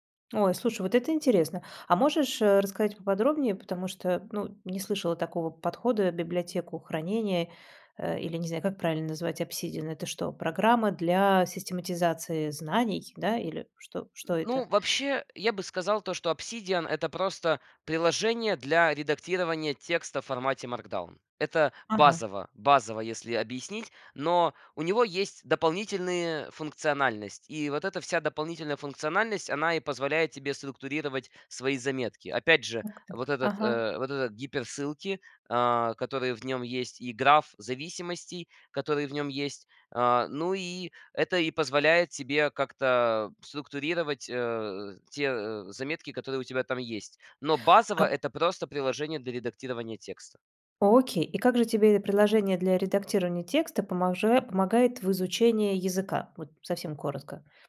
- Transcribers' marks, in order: tapping
- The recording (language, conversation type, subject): Russian, podcast, Как вы формируете личную библиотеку полезных материалов?